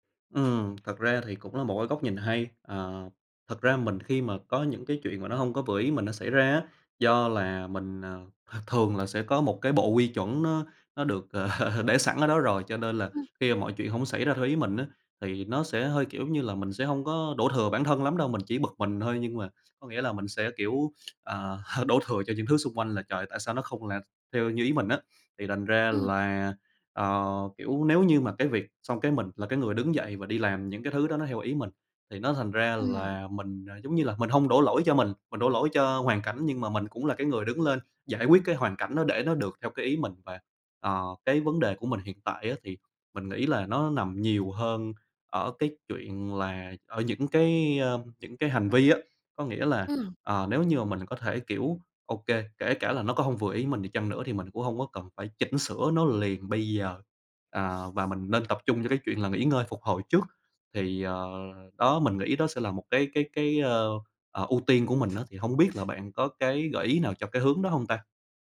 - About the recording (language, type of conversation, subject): Vietnamese, advice, Bạn đang tự kỷ luật quá khắt khe đến mức bị kiệt sức như thế nào?
- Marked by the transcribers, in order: tapping; laughing while speaking: "ờ"; sniff; laugh; other background noise; sniff